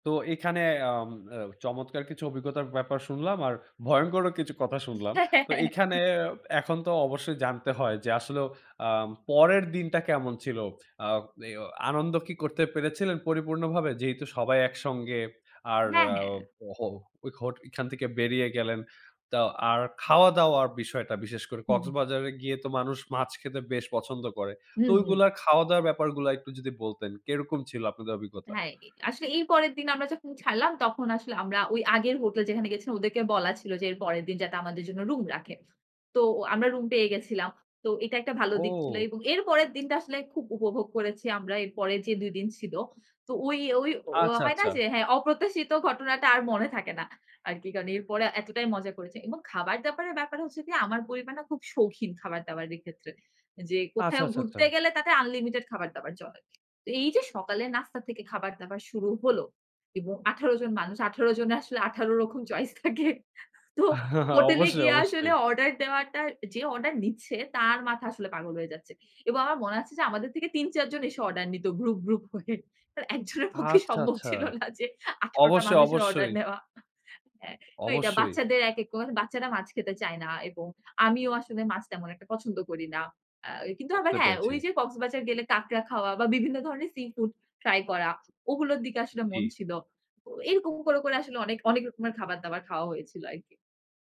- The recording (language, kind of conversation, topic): Bengali, podcast, একটা স্মরণীয় ভ্রমণের গল্প বলতে পারবেন কি?
- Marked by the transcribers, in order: laugh